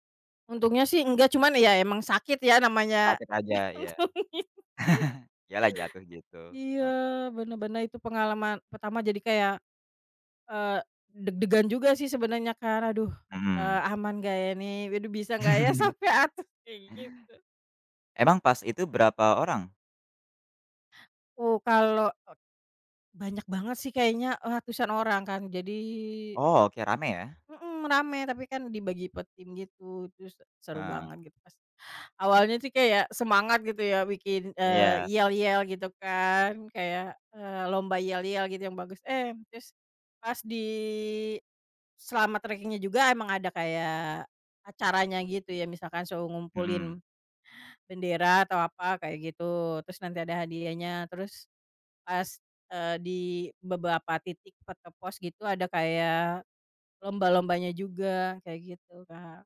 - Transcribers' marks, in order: chuckle; laugh; chuckle; laughing while speaking: "sampai atas?"; drawn out: "di"
- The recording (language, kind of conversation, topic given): Indonesian, podcast, Bagaimana pengalaman pertama kamu saat mendaki gunung atau berjalan lintas alam?